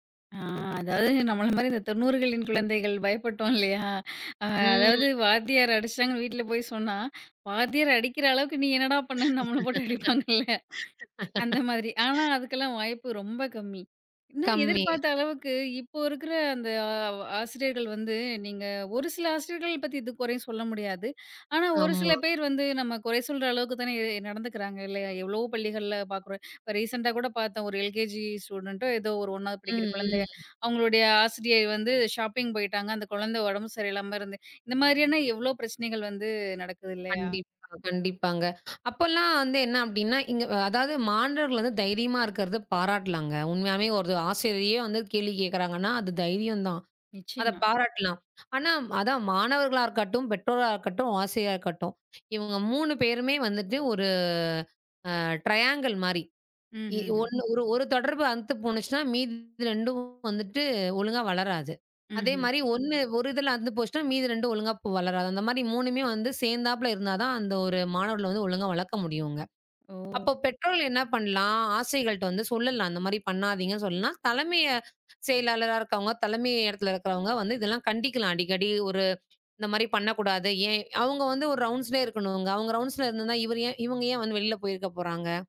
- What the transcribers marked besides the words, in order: other noise; laughing while speaking: "பயப்பட்டோம் இல்லையா?"; drawn out: "ம்"; laugh; laughing while speaking: "நம்மள போட்டு அடிப்பாங்கள்ல!"; in English: "ரீசென்ட்டா"; in English: "எல்.கே.ஜி. ஸ்டூடண்ட்டோ"; in English: "ஷாப்பிங்"; inhale; drawn out: "ஒரு"; in English: "ட்ரையாங்கிள்"; grunt; inhale; tapping; in English: "ரவுண்ட்ஸ்லயே"; in English: "ரவுண்ட்ஸ்ல"
- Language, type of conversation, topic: Tamil, podcast, மாணவர்களின் மனநலத்தைக் கவனிப்பதில் பள்ளிகளின் பங்கு என்ன?